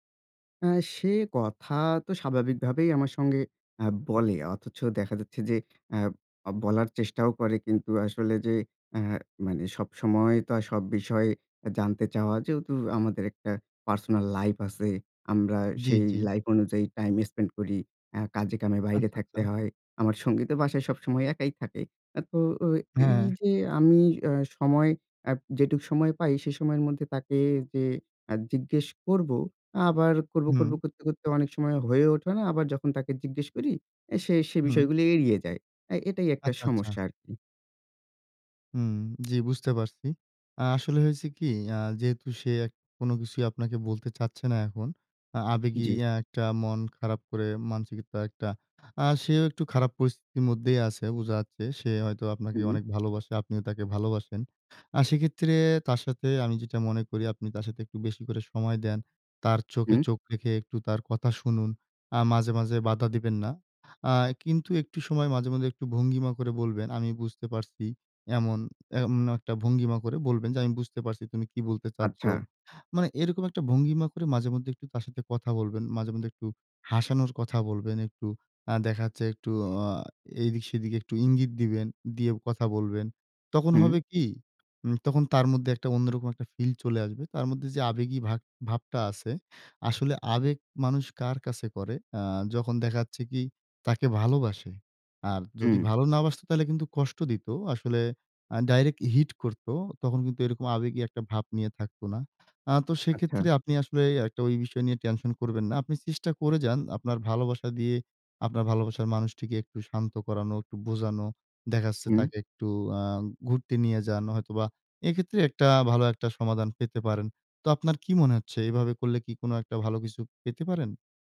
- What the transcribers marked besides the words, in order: tapping
- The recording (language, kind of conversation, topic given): Bengali, advice, কঠিন সময়ে আমি কীভাবে আমার সঙ্গীকে আবেগীয় সমর্থন দিতে পারি?